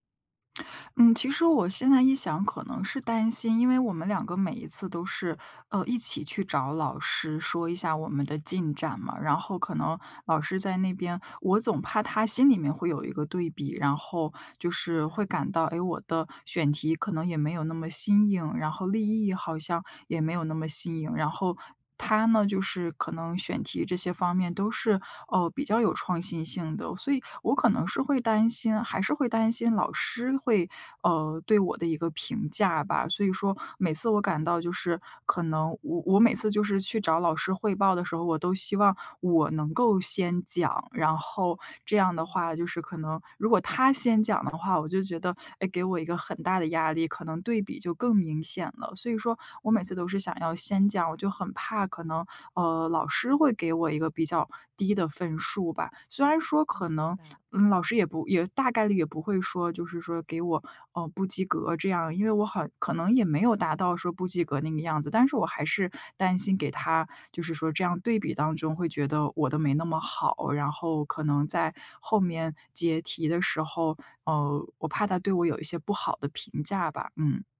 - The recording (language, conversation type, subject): Chinese, advice, 你通常在什么情况下会把自己和别人比较，这种比较又会如何影响你的创作习惯？
- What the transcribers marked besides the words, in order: lip smack